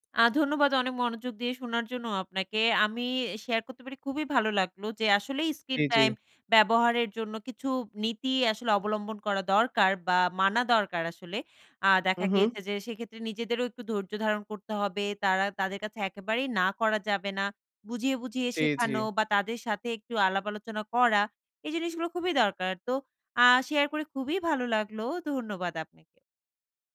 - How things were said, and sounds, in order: none
- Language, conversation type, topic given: Bengali, podcast, বাচ্চাদের স্ক্রিন ব্যবহারের বিষয়ে আপনি কী কী নীতি অনুসরণ করেন?